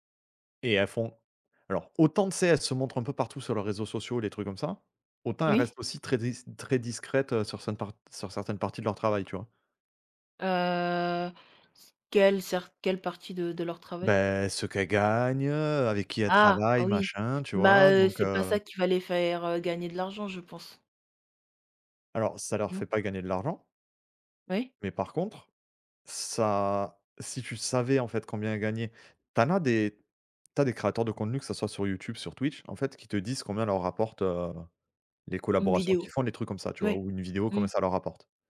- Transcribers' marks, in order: drawn out: "Heu"
- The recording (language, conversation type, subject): French, unstructured, Penses-tu que les réseaux sociaux montrent une image réaliste du corps parfait ?
- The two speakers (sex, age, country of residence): female, 20-24, France; male, 35-39, France